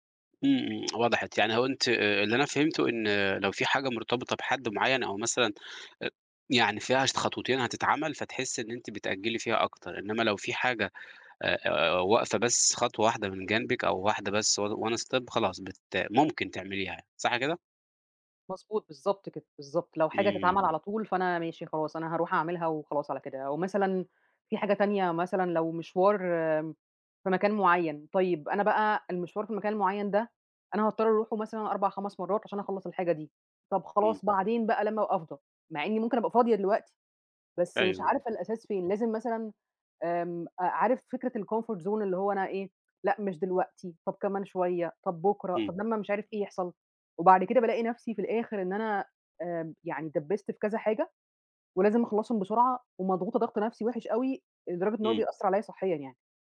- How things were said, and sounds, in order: in English: "on one step"; tapping; in English: "الcomfort zone"
- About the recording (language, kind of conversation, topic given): Arabic, advice, ليه بفضل أأجل مهام مهمة رغم إني ناوي أخلصها؟